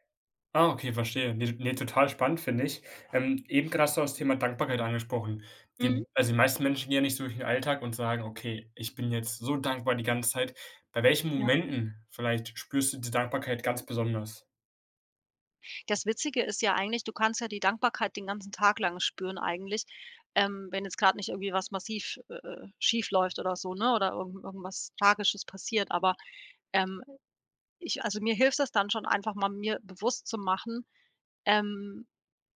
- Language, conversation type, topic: German, podcast, Welche kleinen Alltagsfreuden gehören bei dir dazu?
- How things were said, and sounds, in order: other background noise